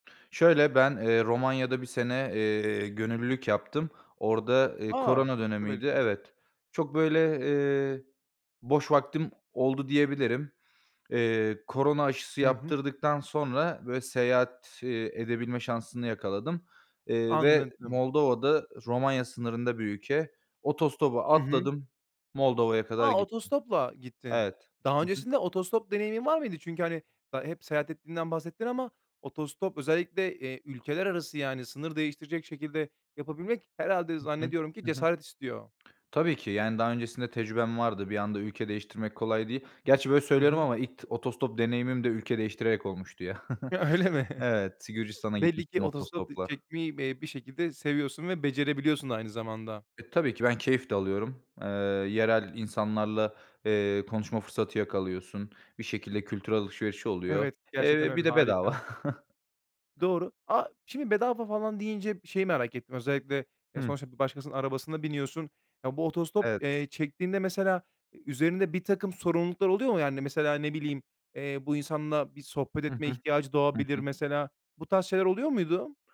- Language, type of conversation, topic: Turkish, podcast, Unutamadığın bir seyahat anını anlatır mısın?
- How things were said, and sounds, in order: laughing while speaking: "Öyle mi?"; other noise; giggle; chuckle